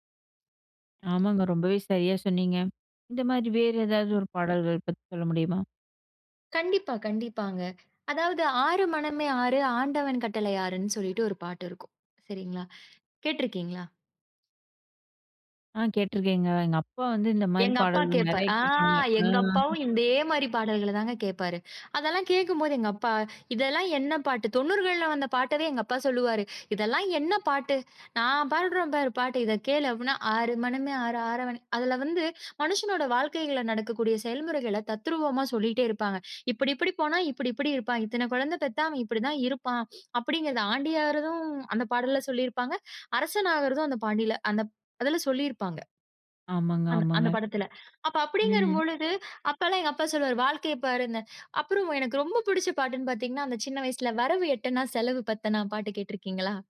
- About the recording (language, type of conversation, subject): Tamil, podcast, பழைய பாடல்கள் உங்களுக்கு என்னென்ன உணர்வுகளைத் தருகின்றன?
- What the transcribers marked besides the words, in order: other background noise; other noise; drawn out: "ஆ"; "இதே" said as "இந்தே"; singing: "ஆறு மனமே ஆறு. ஆறவன்"; "பொழுது" said as "மொழுது"